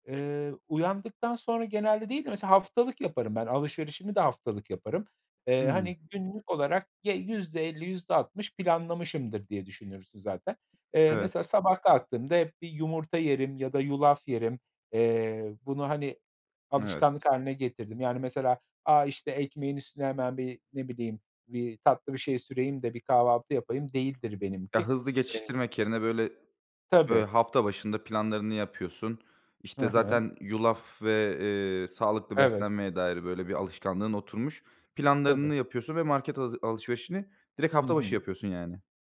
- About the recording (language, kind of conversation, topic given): Turkish, podcast, Sağlıklı beslenmek için pratik ipuçları nelerdir?
- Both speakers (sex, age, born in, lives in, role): male, 25-29, Turkey, Bulgaria, host; male, 35-39, Turkey, Poland, guest
- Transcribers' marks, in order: tapping; other background noise; alarm